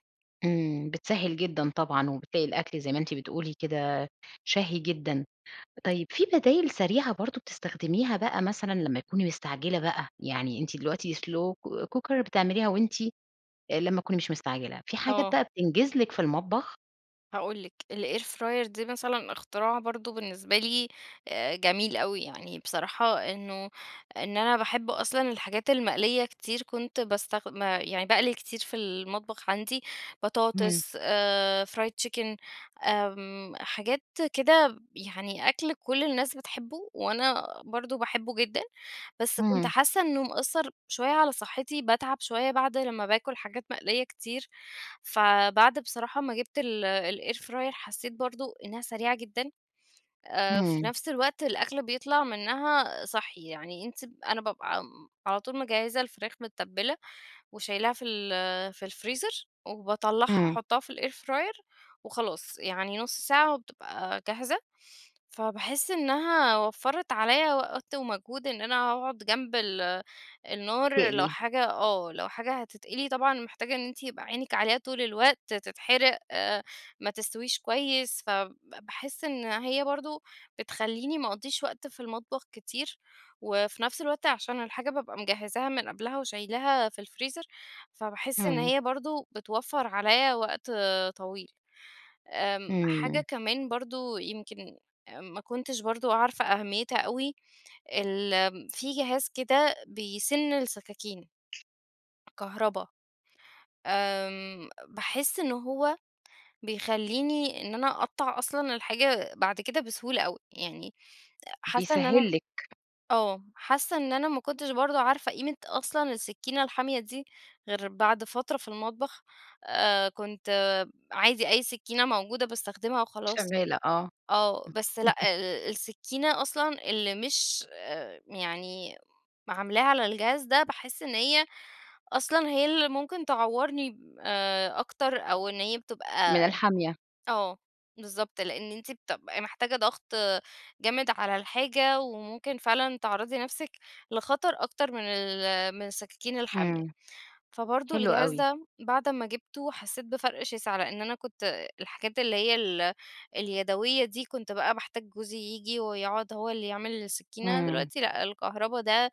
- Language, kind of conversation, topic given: Arabic, podcast, شو الأدوات البسيطة اللي بتسهّل عليك التجريب في المطبخ؟
- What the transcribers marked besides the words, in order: in English: "slow co cooker"; in English: "الair fryer"; in English: "fried chicken"; in English: "الair fryer"; in English: "الair fryer"; tapping; chuckle